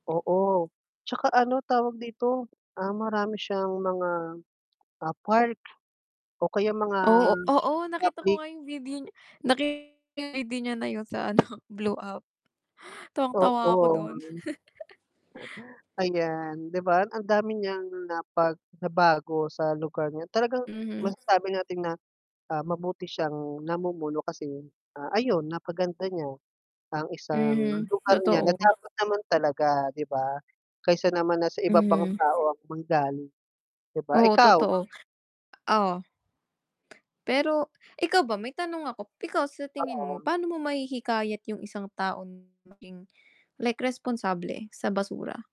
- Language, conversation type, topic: Filipino, unstructured, Ano ang masasabi mo sa mga taong nagtatapon ng basura kahit may basurahan naman sa paligid?
- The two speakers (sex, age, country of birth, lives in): female, 20-24, Philippines, United States; male, 25-29, Philippines, Philippines
- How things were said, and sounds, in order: static; distorted speech; tapping; chuckle; background speech; hiccup